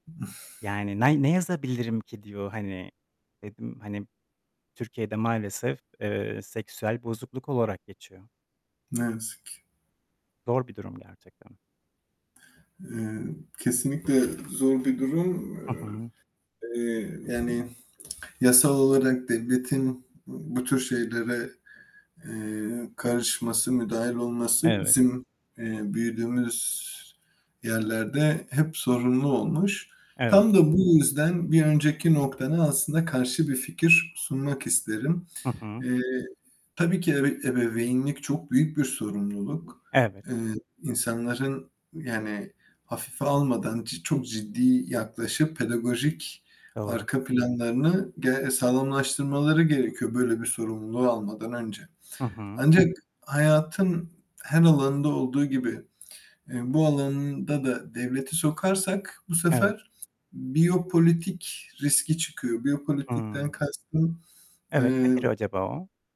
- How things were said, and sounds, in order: tapping; static; other background noise; distorted speech
- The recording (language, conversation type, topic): Turkish, unstructured, Kimliğini gizlemek zorunda kalmak seni korkutur mu?